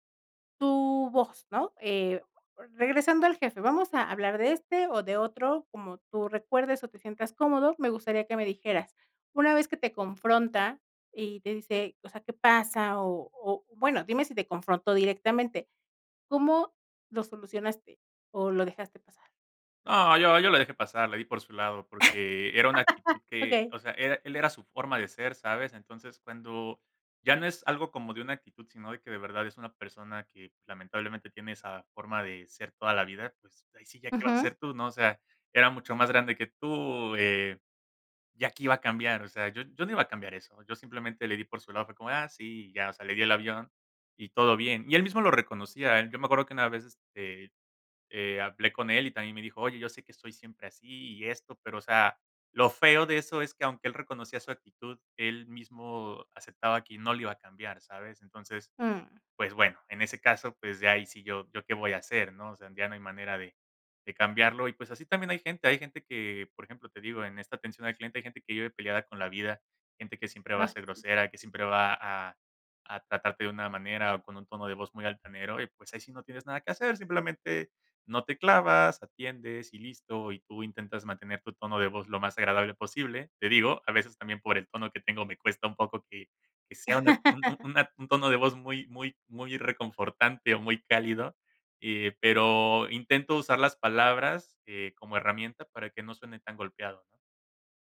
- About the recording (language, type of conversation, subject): Spanish, podcast, ¿Te ha pasado que te malinterpretan por tu tono de voz?
- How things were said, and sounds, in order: laugh; "qui" said as "que"; tapping; chuckle